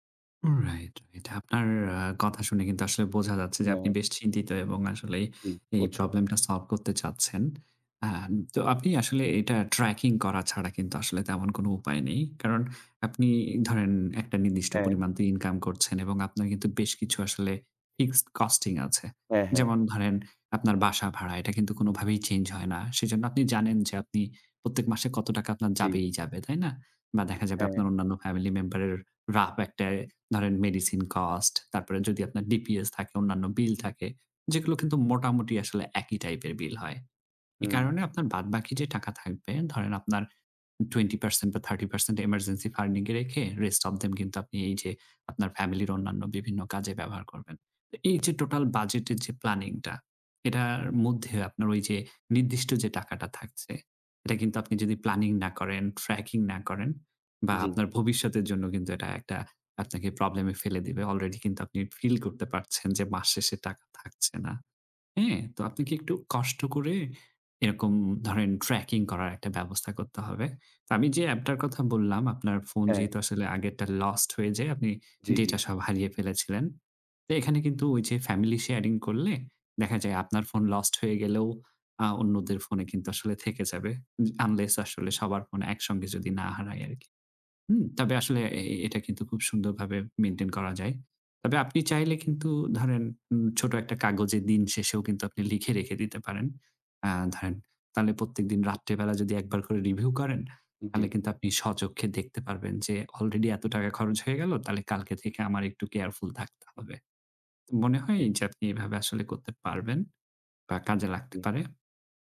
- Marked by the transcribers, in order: lip smack; in English: "ফিক্সড কস্টিং"; in English: "rough"; in English: "rest of them"; tapping
- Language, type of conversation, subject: Bengali, advice, প্রতিমাসে বাজেট বানাই, কিন্তু সেটা মানতে পারি না